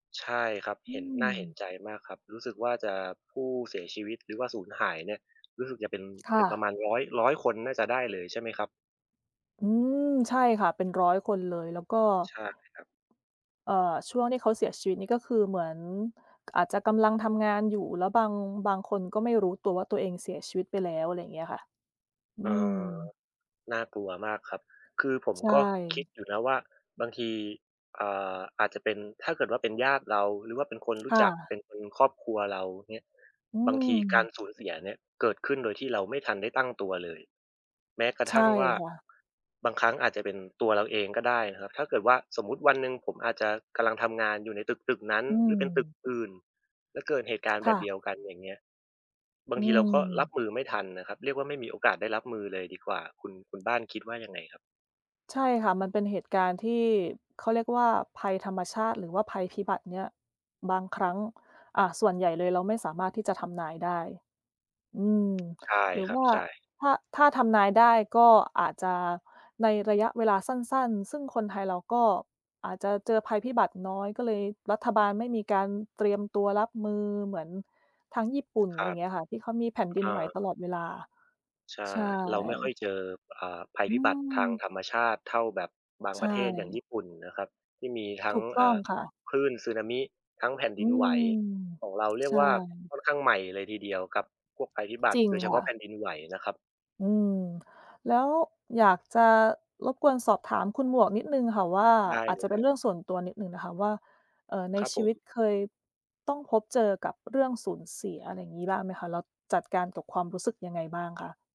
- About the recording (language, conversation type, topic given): Thai, unstructured, คุณคิดว่าเราควรเตรียมใจรับมือกับความสูญเสียอย่างไร?
- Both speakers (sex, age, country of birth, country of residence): female, 30-34, Thailand, United States; male, 30-34, Thailand, Thailand
- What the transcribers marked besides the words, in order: tapping; other background noise; tsk